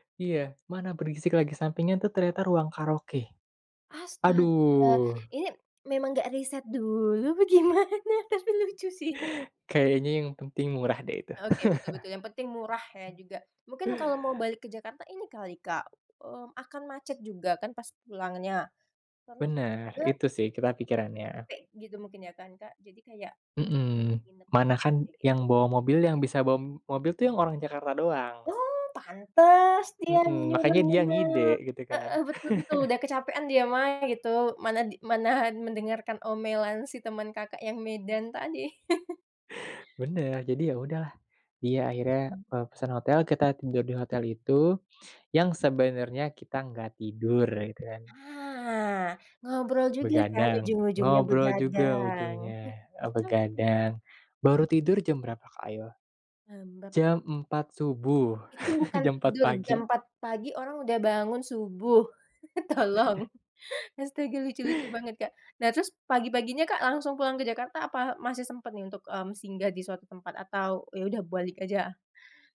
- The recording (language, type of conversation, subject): Indonesian, podcast, Pernah nggak kamu mengalami pertemuan spontan yang berujung jadi petualangan?
- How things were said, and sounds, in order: other background noise; laughing while speaking: "apa gimana? Tapi lucu sih ini"; chuckle; unintelligible speech; chuckle; laugh; chuckle; chuckle; chuckle; laughing while speaking: "tolong"; chuckle